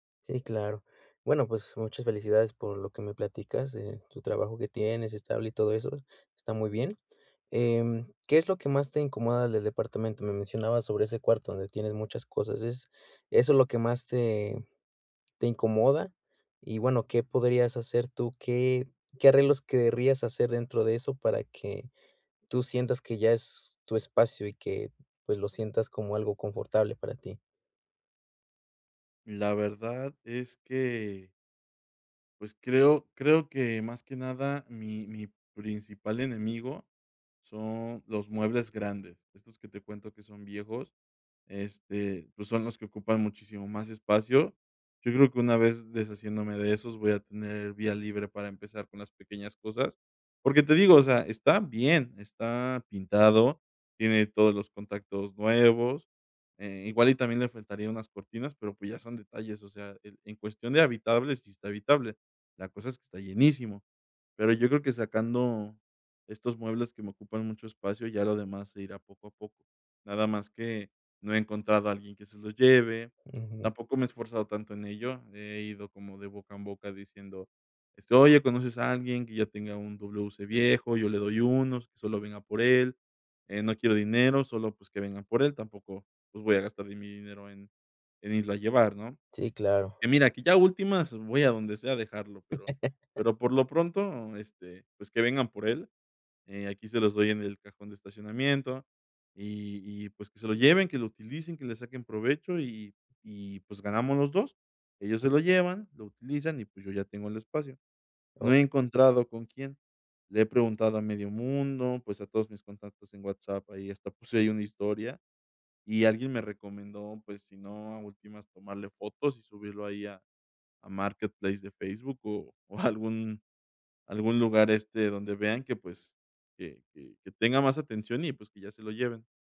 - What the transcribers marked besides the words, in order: other background noise; laugh; unintelligible speech
- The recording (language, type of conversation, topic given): Spanish, advice, ¿Cómo puedo descomponer una meta grande en pasos pequeños y alcanzables?